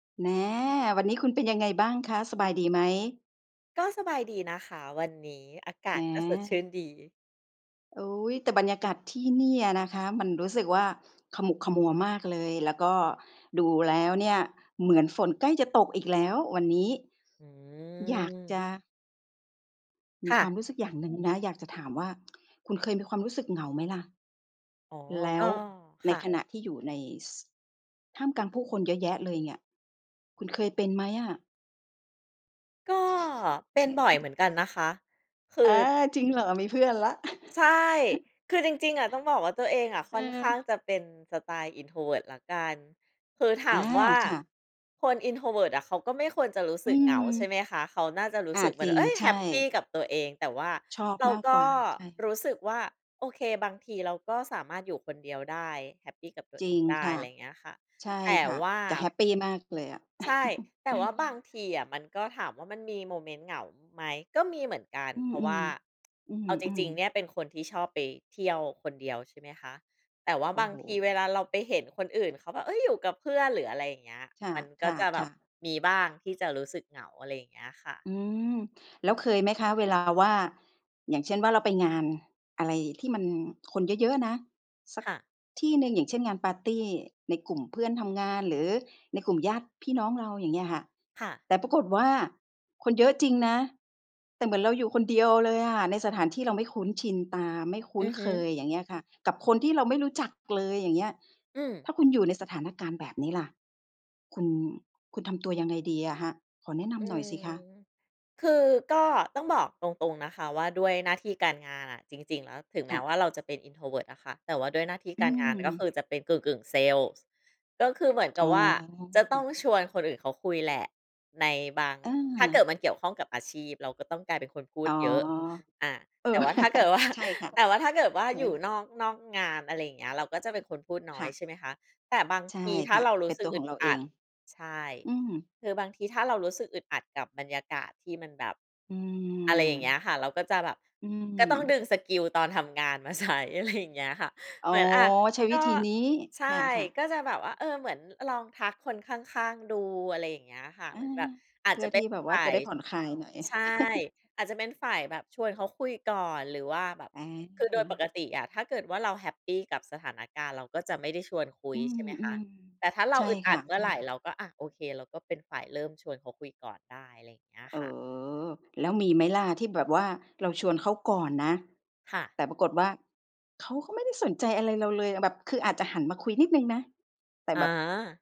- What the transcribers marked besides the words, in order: other background noise; tapping; chuckle; chuckle; drawn out: "อ๋อ"; laughing while speaking: "เออ"; chuckle; background speech; laughing while speaking: "ว่า"; laughing while speaking: "ใช้ อะไร"; chuckle; other noise
- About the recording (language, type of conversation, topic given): Thai, podcast, คุณเคยรู้สึกเหงาแม้อยู่ท่ามกลางคนเยอะไหม และคุณรับมือกับความรู้สึกนั้นอย่างไร?